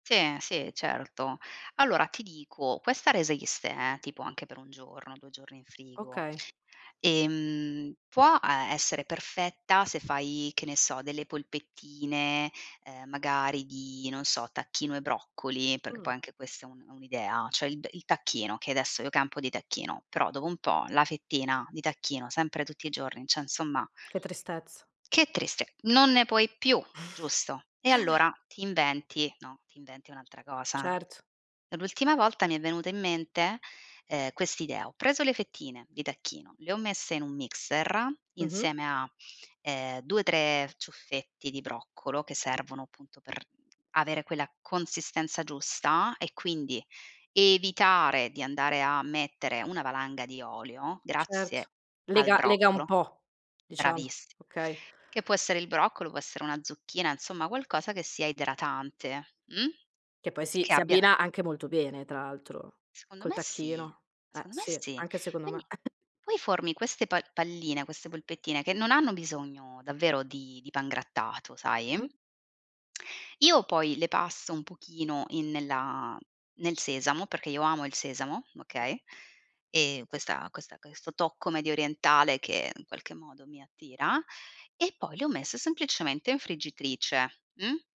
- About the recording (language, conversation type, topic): Italian, podcast, Come prepari pasti veloci nei giorni più impegnativi?
- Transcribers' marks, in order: "cioè" said as "ceh"; giggle; unintelligible speech; tsk